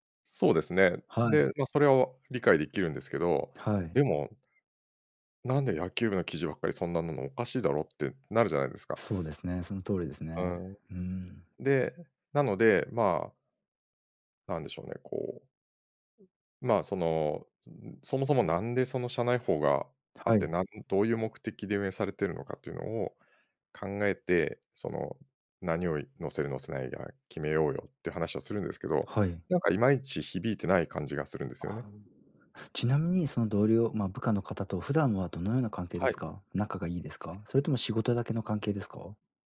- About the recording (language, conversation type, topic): Japanese, advice, 仕事で同僚に改善点のフィードバックをどのように伝えればよいですか？
- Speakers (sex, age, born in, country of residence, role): male, 40-44, Japan, Japan, advisor; male, 50-54, Japan, Japan, user
- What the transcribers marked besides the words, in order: other noise; other background noise